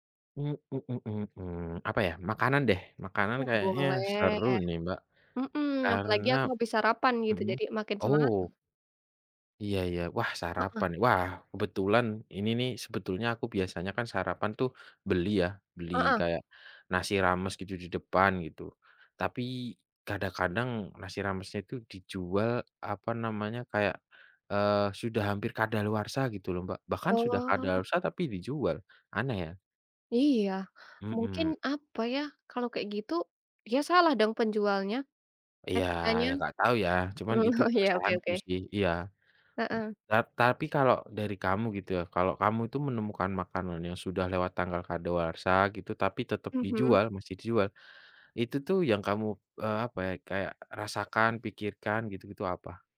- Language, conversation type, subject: Indonesian, unstructured, Bagaimana kamu menanggapi makanan kedaluwarsa yang masih dijual?
- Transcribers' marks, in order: humming a tune; other background noise; tapping; laughing while speaking: "Mmm, oh"